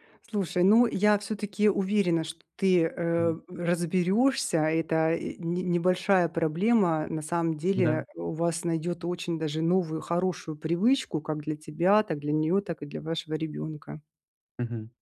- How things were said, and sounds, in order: none
- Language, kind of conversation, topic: Russian, advice, Как мне сочетать семейные обязанности с личной жизнью и не чувствовать вины?